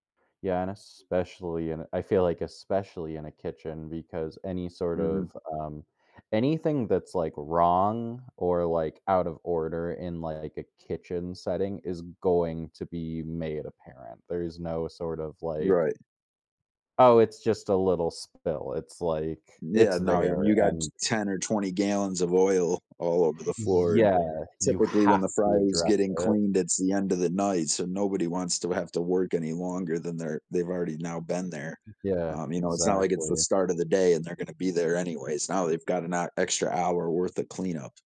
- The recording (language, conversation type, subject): English, unstructured, How can experiencing failure help us grow and become more resilient?
- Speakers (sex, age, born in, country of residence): male, 30-34, United States, United States; male, 35-39, United States, United States
- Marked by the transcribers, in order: tapping; other background noise; stressed: "have"